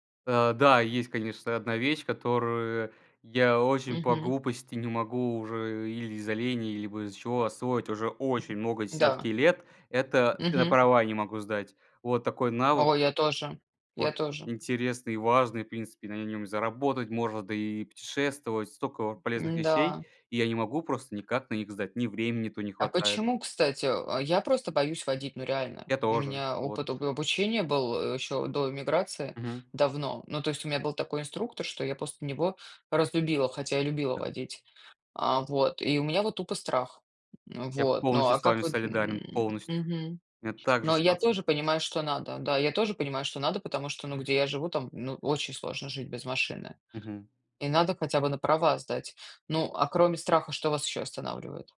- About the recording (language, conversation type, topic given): Russian, unstructured, Какое умение ты хотел бы освоить в этом году?
- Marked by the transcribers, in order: tapping